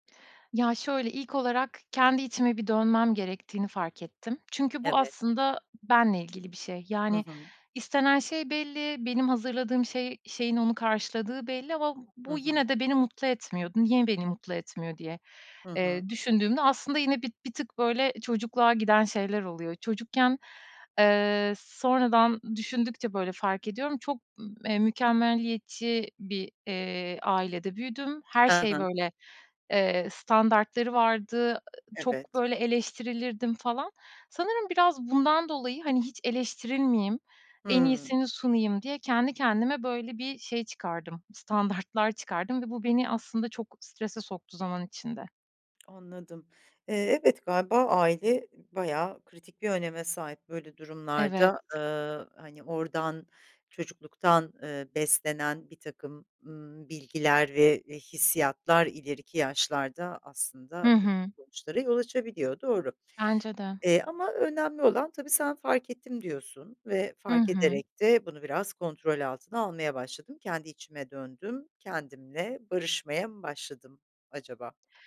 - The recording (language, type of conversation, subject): Turkish, podcast, Stres ve tükenmişlikle nasıl başa çıkıyorsun?
- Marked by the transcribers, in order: tapping